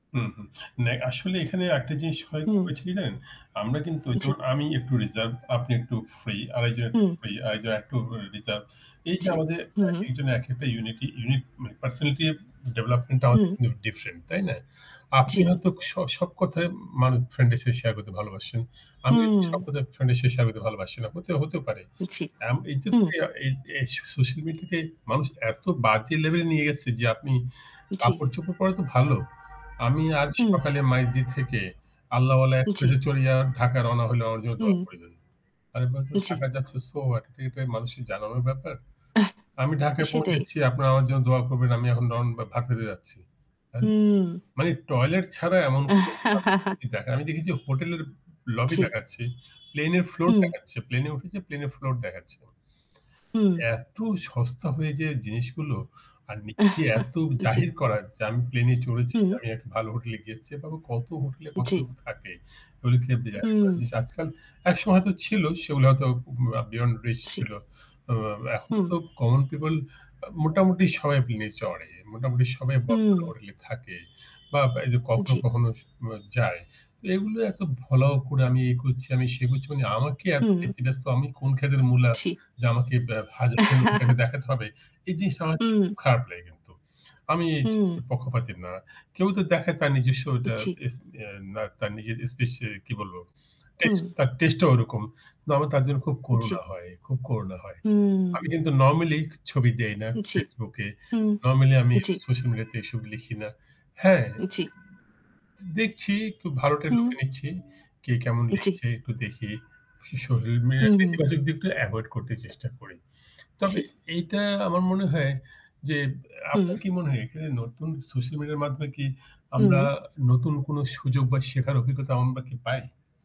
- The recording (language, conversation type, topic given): Bengali, unstructured, সামাজিক যোগাযোগমাধ্যম কি আপনার জীবনে প্রভাব ফেলেছে?
- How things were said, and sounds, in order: static; other background noise; horn; distorted speech; chuckle; chuckle; chuckle; unintelligible speech; chuckle; unintelligible speech